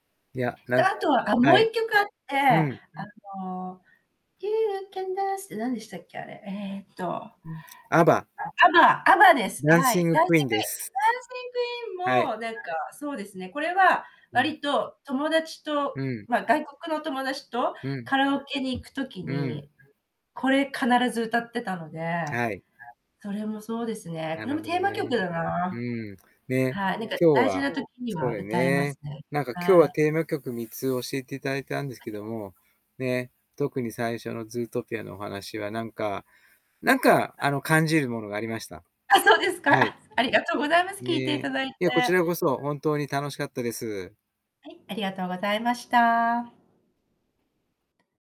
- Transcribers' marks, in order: background speech; singing: "You can dance"; in English: "You can dance"; other background noise; static; distorted speech; unintelligible speech
- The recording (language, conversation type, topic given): Japanese, podcast, あなたの人生のテーマ曲を一曲選ぶとしたら、どの曲ですか？